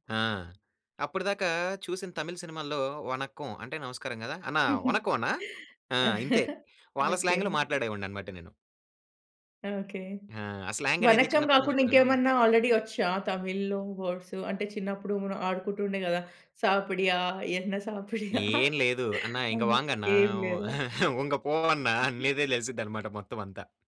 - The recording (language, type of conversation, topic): Telugu, podcast, వేరే భాష మాట్లాడే వ్యక్తితో హావభావాల ద్వారా మీరు ఎలా పరిచయం చేసుకున్నారు?
- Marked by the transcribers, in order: in Tamil: "వనక్కం"; in Tamil: "అన్నా వనక్కం అన్న"; chuckle; in English: "స్లాంగ్‌లో"; in Tamil: "వనక్కం"; in English: "స్లాంగ్"; in English: "ఆల్రెడీ"; in English: "వర్డ్స్"; in Tamil: "సాపడియా? ఎన్న సాపడియా?"; in Tamil: "అన్న ఇంగా వాంగ్గన్న, ఉంగ పో అన్న"; other noise